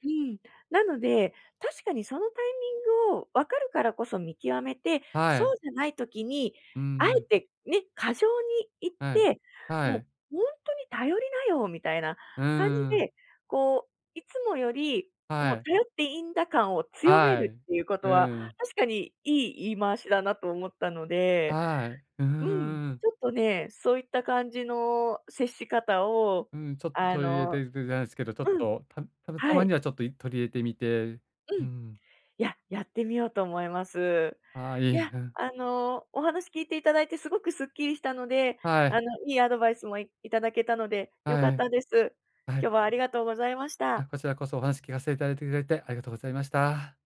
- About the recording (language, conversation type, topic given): Japanese, advice, 家族や友人が変化を乗り越えられるように、どう支援すればよいですか？
- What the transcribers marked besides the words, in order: none